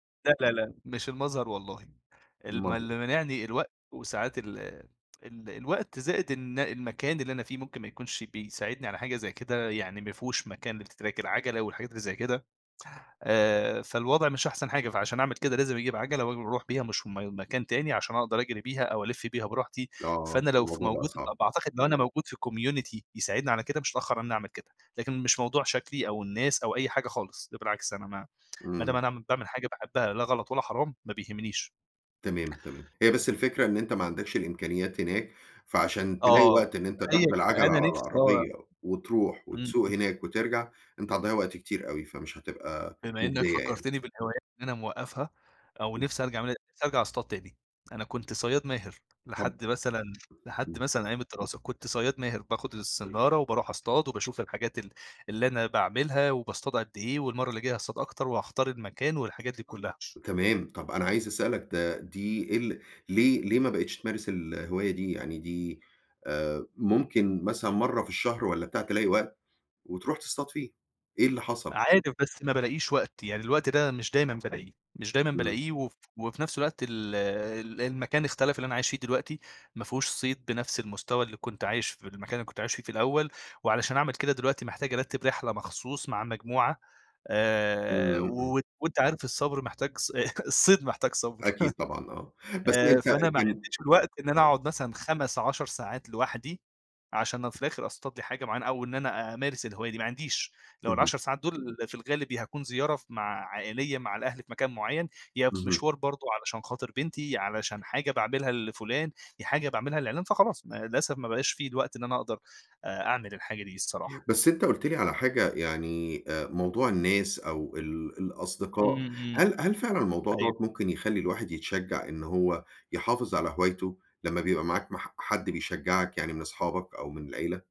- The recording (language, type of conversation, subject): Arabic, podcast, إزاي بتلاقي وقت لهواياتك وسط الشغل والالتزامات؟
- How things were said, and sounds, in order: tapping; in English: "لtrack"; in English: "community"; tsk; unintelligible speech; unintelligible speech; other background noise; chuckle; laugh